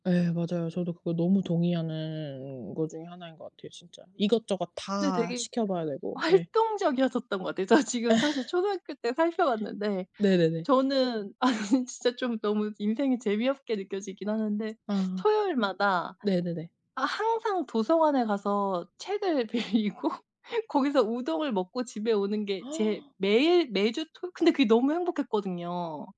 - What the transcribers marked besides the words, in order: laughing while speaking: "활동적이었었던"; laugh; laughing while speaking: "저 지금"; laughing while speaking: "아니 진짜 좀"; other background noise; laughing while speaking: "빌리고"; gasp
- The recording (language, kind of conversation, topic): Korean, unstructured, 학교에서 가장 즐거웠던 활동은 무엇이었나요?
- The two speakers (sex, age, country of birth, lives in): female, 35-39, South Korea, South Korea; female, 35-39, South Korea, United States